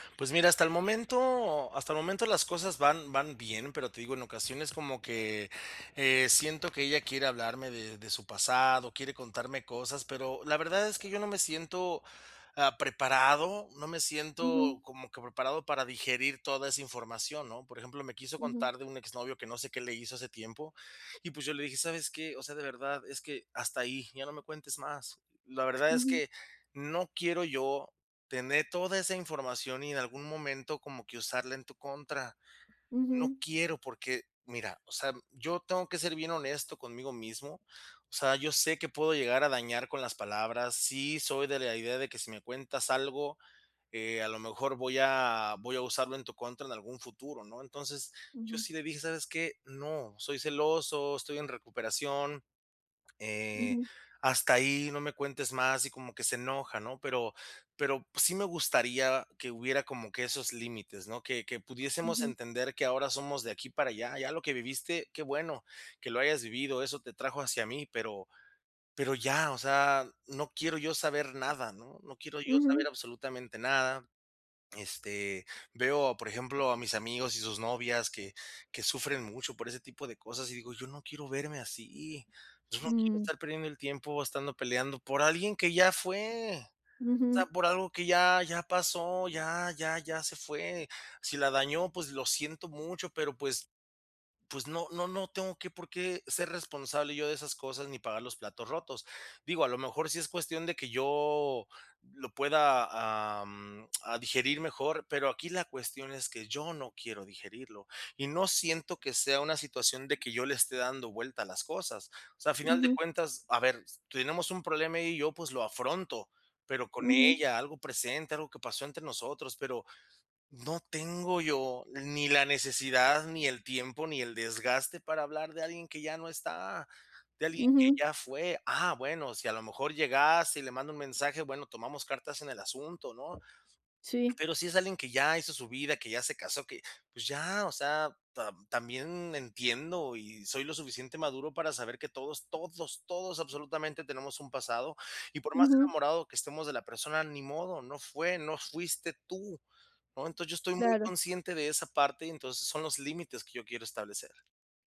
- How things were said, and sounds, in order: lip smack; tapping
- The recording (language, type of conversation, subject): Spanish, advice, ¿Cómo puedo establecer límites saludables y comunicarme bien en una nueva relación después de una ruptura?